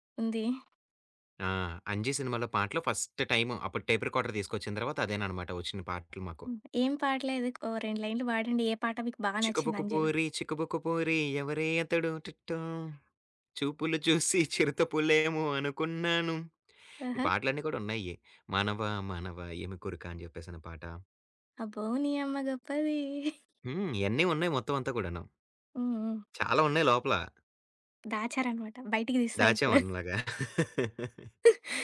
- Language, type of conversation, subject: Telugu, podcast, కొత్త పాటలను సాధారణంగా మీరు ఎక్కడి నుంచి కనుగొంటారు?
- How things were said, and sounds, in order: in English: "టేప్ రికార్డర్"; singing: "చికుబుకు పోరి చికుబుకు పోరి ఎవరే అతడు టిట్టో. చూపులు చూసి చిరుతపులేమో అనుకున్నాను"; giggle; singing: "అబ్బో! నీయమ్మ గొప్పదీ"; giggle; other background noise; giggle; laugh